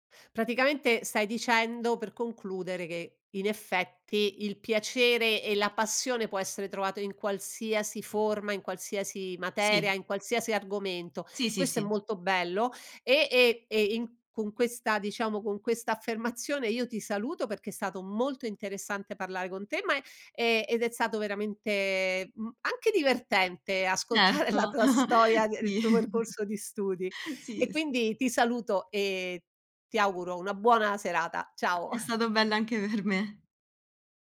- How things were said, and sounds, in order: tapping; laughing while speaking: "ascoltare"; chuckle; laughing while speaking: "sì"; chuckle; chuckle
- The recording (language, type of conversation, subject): Italian, podcast, Come fai a trovare la motivazione quando studiare ti annoia?